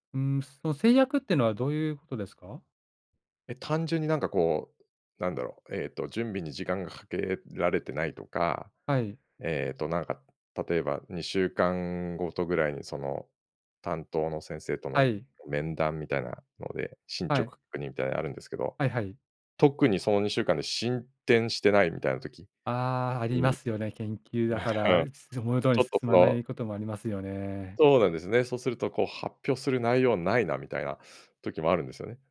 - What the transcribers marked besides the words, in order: chuckle
- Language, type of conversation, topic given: Japanese, advice, 会議や発表で自信を持って自分の意見を表現できないことを改善するにはどうすればよいですか？